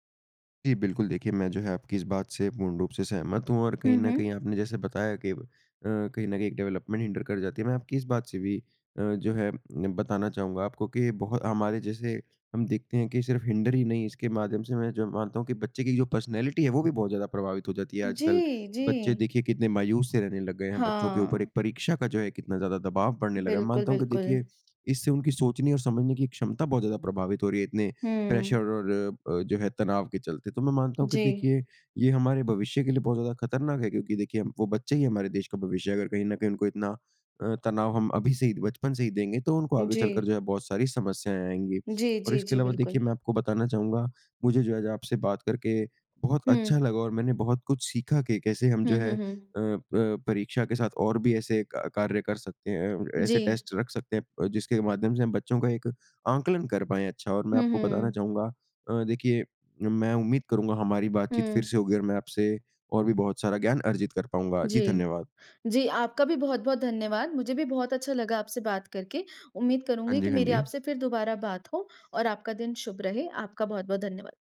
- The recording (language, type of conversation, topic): Hindi, unstructured, क्या परीक्षा ही ज्ञान परखने का सही तरीका है?
- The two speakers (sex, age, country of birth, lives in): male, 20-24, India, India; male, 30-34, India, India
- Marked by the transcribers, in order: in English: "डेवलपमेंट हिन्डर"; in English: "हिन्डर"; in English: "पर्सनैलिटी"; in English: "प्रेशर"; in English: "टेस्ट"